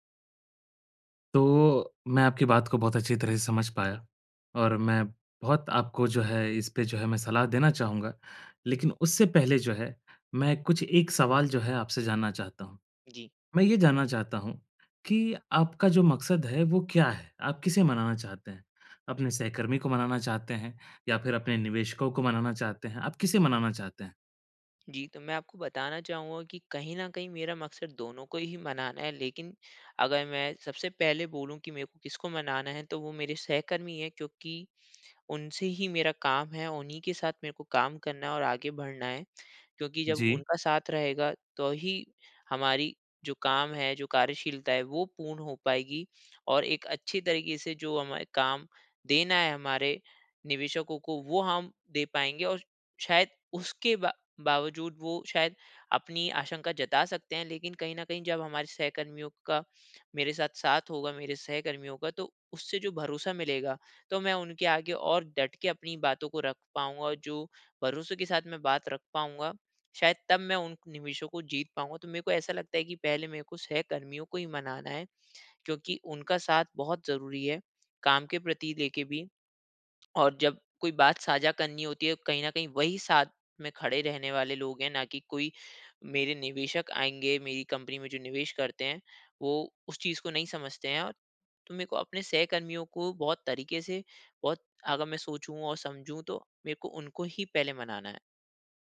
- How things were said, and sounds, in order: none
- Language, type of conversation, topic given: Hindi, advice, सहकर्मियों और निवेशकों का भरोसा और समर्थन कैसे हासिल करूँ?